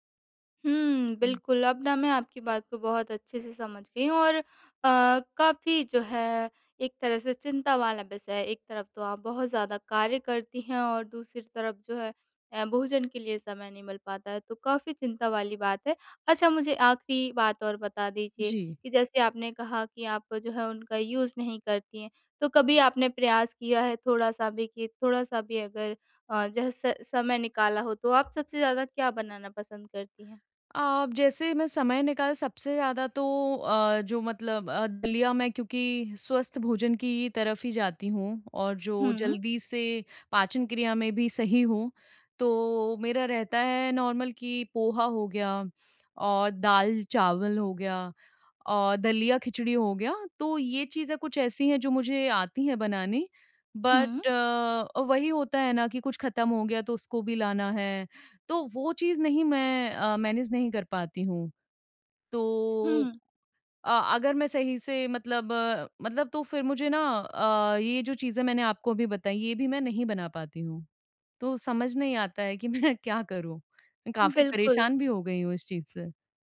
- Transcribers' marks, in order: tapping; in English: "यूज़"; in English: "नॉर्मल"; in English: "बट"; in English: "मैनेज"; laughing while speaking: "मैं"
- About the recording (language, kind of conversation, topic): Hindi, advice, कम समय में स्वस्थ भोजन कैसे तैयार करें?